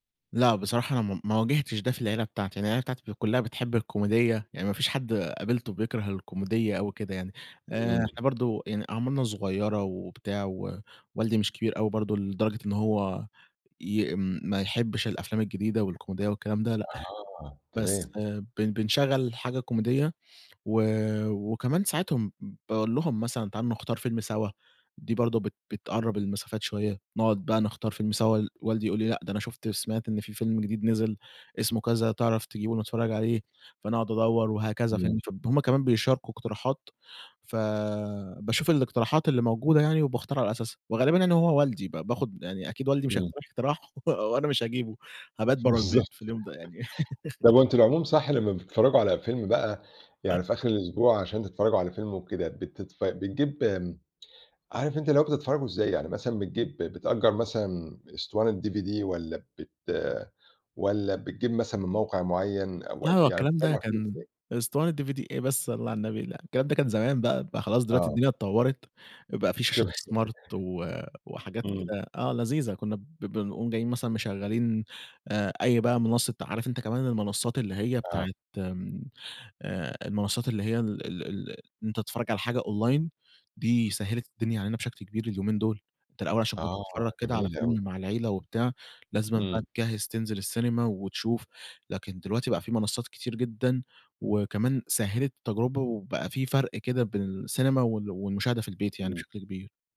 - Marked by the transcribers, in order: in English: "كوميدية"; chuckle; laughing while speaking: "بالضبط"; chuckle; laughing while speaking: "تمام"; in English: "smart"; in English: "Online"
- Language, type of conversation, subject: Arabic, podcast, إزاي بتختاروا فيلم للعيلة لما الأذواق بتبقى مختلفة؟